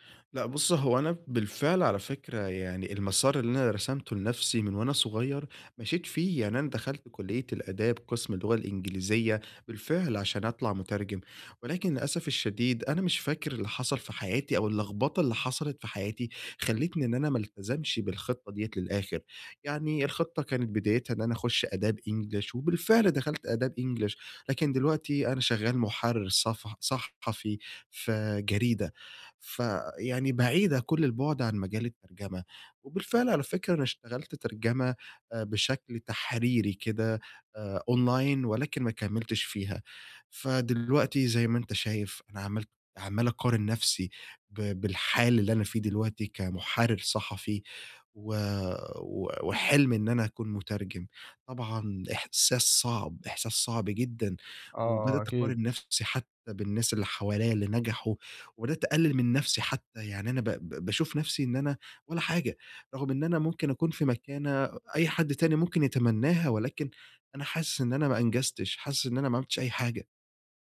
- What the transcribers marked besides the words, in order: in English: "أونلاين"
- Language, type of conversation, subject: Arabic, advice, إزاي أتعامل مع إنّي سيبت أمل في المستقبل كنت متعلق بيه؟